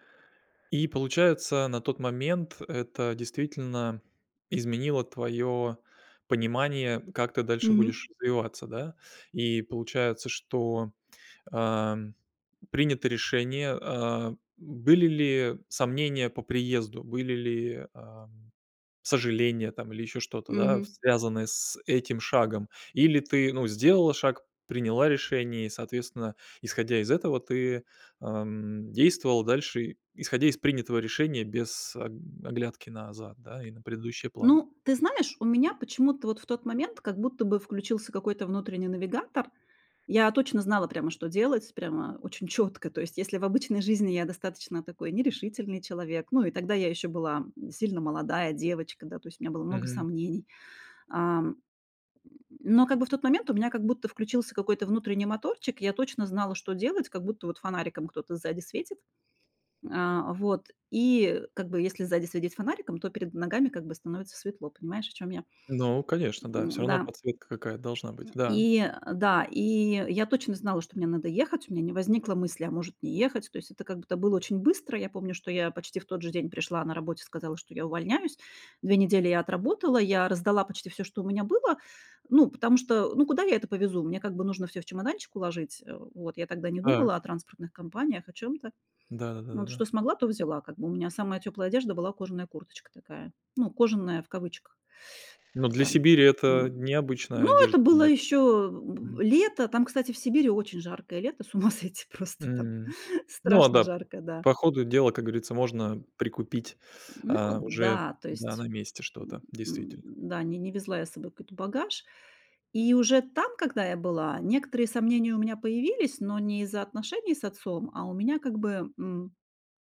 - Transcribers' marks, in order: tapping; other background noise; laughing while speaking: "четко"; teeth sucking; other noise; laughing while speaking: "ума сойти просто там"; unintelligible speech; teeth sucking
- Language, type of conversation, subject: Russian, podcast, Какой маленький шаг изменил твою жизнь?